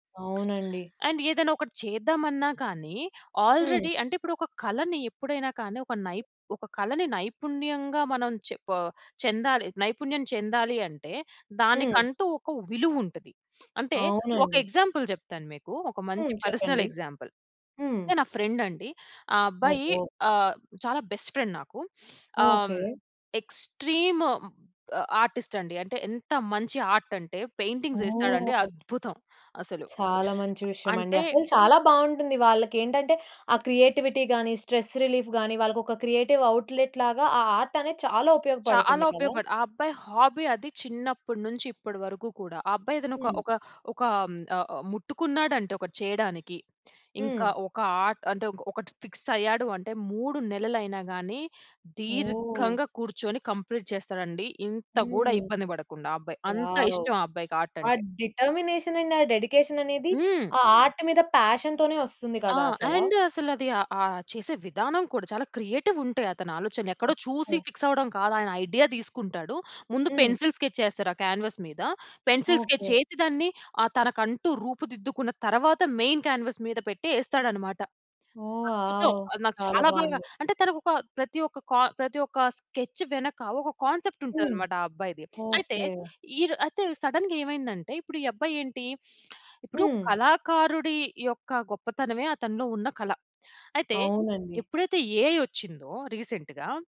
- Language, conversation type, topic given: Telugu, podcast, సామాజిక మీడియా ప్రభావం మీ సృజనాత్మకతపై ఎలా ఉంటుంది?
- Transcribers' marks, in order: in English: "అండ్"; in English: "ఆల్రెడీ"; other background noise; in English: "ఎగ్జాంపుల్"; in English: "పర్సనల్ ఎగ్జాంపుల్"; in English: "ఫ్రెండ్"; in English: "బెస్ట్ ఫ్రెండ్"; sniff; in English: "ఆర్టిస్ట్"; in English: "ఆర్ట్"; in English: "పెయింటింగ్స్"; in English: "క్రియేటివిటీ"; in English: "స్ట్రెస్ రిలీఫ్"; in English: "క్రియేటివ్ అవుట్‌లెట్"; in English: "హాబీ"; in English: "ఆర్ట్"; in English: "ఫిక్స్"; stressed: "దీర్ఘంగా"; in English: "కంప్లీట్"; in English: "వావ్!"; in English: "డిట్టర్మినేషన్ అండ్"; in English: "ఆర్ట్"; in English: "ఆర్ట్"; in English: "ప్యాషన్‌తోనే"; in English: "అండ్"; in English: "ఫిక్స్"; in English: "పెన్సిల్"; in English: "క్యాన్వాస్"; in English: "పెన్సిల్"; in English: "మెయిన్ క్యాన్వాస్"; in English: "వావ్!"; in English: "స్కెచ్"; in English: "కాన్సెప్ట్"; in English: "సడెన్‌గా"; tapping; in English: "ఏఐ"; in English: "రీసెంట్‌గా"